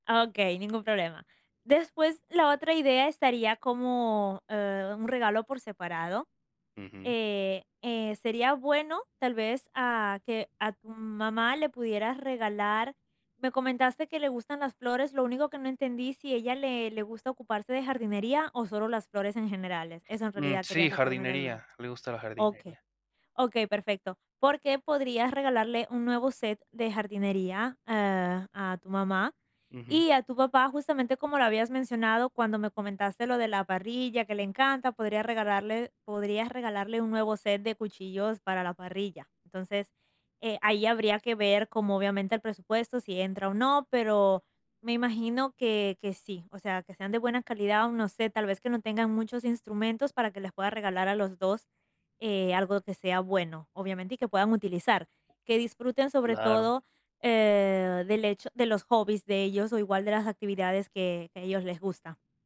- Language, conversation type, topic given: Spanish, advice, ¿Cómo puedo comprar regalos memorables sin gastar demasiado?
- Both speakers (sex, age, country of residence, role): female, 20-24, United States, advisor; male, 20-24, Mexico, user
- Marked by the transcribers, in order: tapping